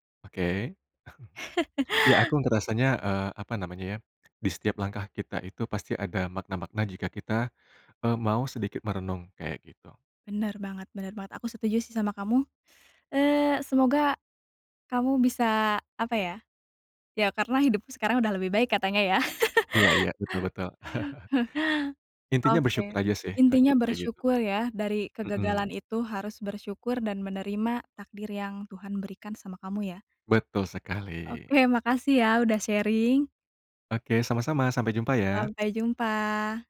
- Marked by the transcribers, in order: chuckle; laugh; laugh; chuckle; in English: "sharing"
- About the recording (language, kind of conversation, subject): Indonesian, podcast, Apa pelajaran terbesar yang kamu dapat dari kegagalan?